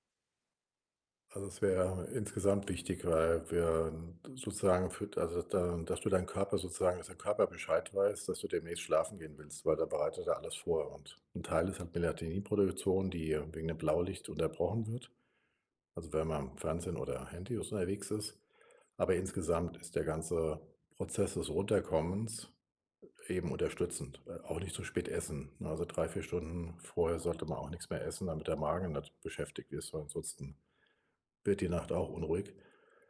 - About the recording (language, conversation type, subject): German, advice, Wie kann ich schlechte Gewohnheiten langfristig und nachhaltig ändern?
- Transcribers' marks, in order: none